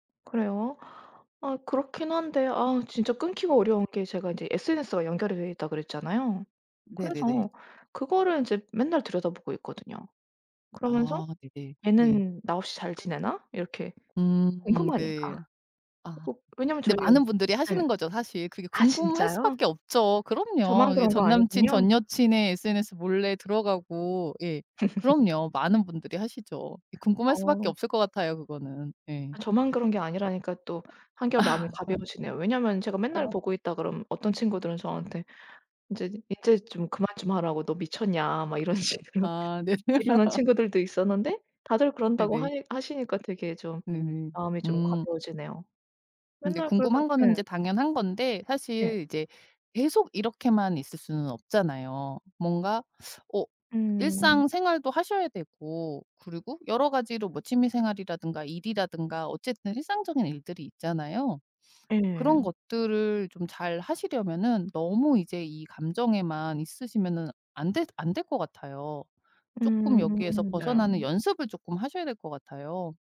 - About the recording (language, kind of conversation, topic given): Korean, advice, SNS에서 전 연인의 새 연애를 보고 상처받았을 때 어떻게 해야 하나요?
- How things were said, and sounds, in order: tapping; other background noise; laugh; laugh; laughing while speaking: "네"; laugh; laughing while speaking: "식으로"; sniff